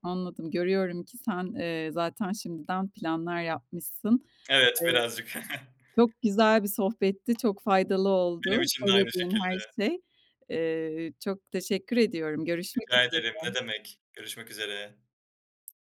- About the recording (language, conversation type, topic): Turkish, podcast, Dijital dikkat dağıtıcılarla başa çıkmak için hangi pratik yöntemleri kullanıyorsun?
- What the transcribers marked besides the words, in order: tapping; chuckle